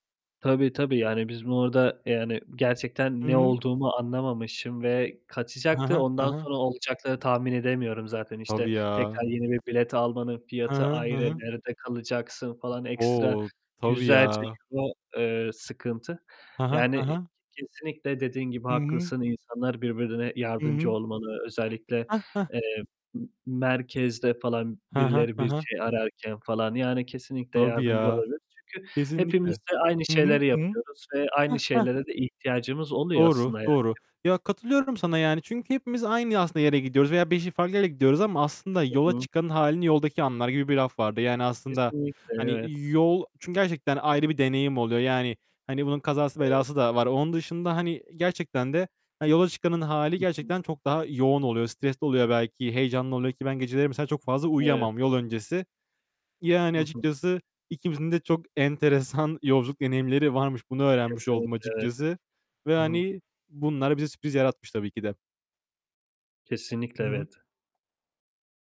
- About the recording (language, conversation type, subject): Turkish, unstructured, Yolculuklarda sizi en çok ne şaşırtır?
- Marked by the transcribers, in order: static; other noise